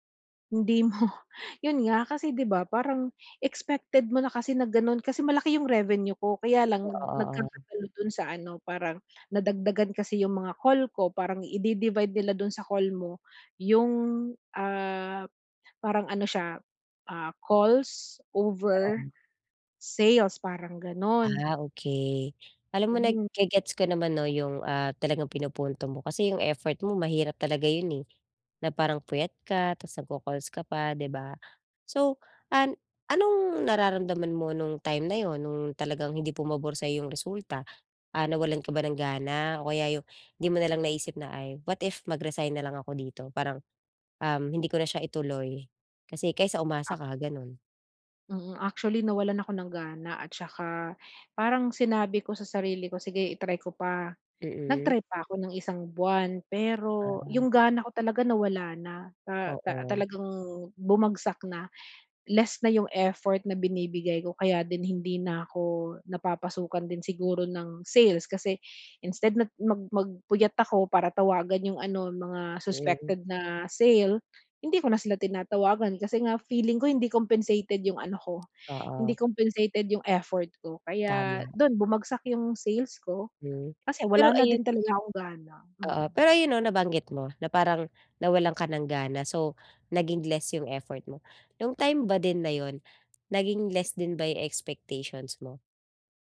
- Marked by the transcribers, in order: laughing while speaking: "mo"; tapping; other background noise; inhale
- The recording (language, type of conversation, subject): Filipino, advice, Paano ko mapapalaya ang sarili ko mula sa mga inaasahan at matututong tanggapin na hindi ko kontrolado ang resulta?